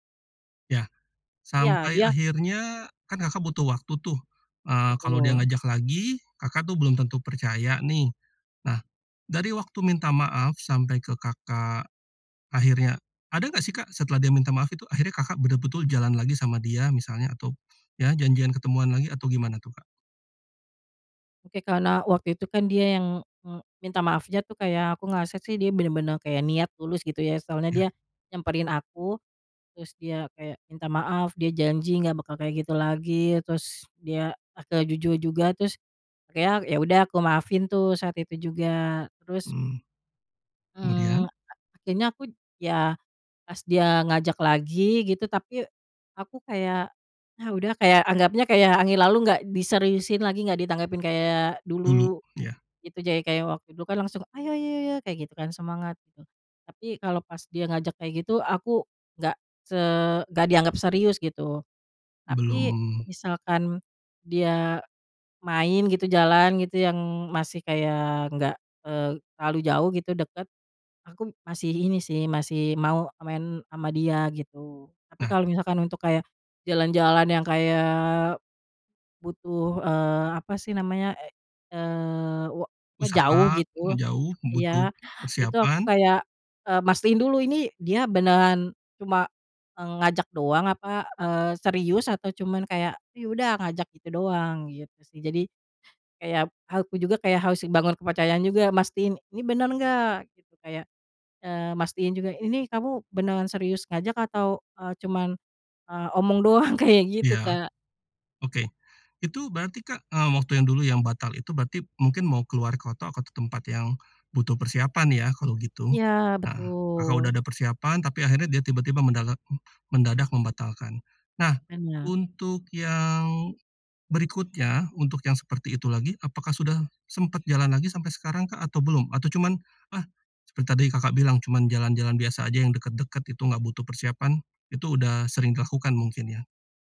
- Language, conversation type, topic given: Indonesian, podcast, Bagaimana kamu membangun kembali kepercayaan setelah terjadi perselisihan?
- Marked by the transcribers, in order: none